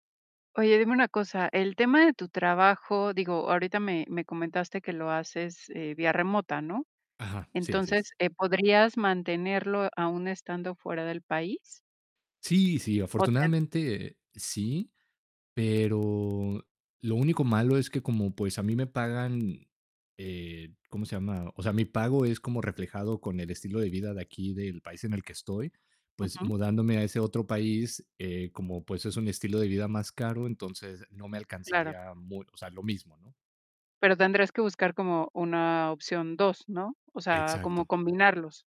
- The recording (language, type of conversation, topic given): Spanish, advice, ¿Cómo postergas decisiones importantes por miedo al fracaso?
- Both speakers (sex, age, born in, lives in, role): female, 40-44, Mexico, Mexico, advisor; male, 30-34, Mexico, Mexico, user
- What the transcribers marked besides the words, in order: distorted speech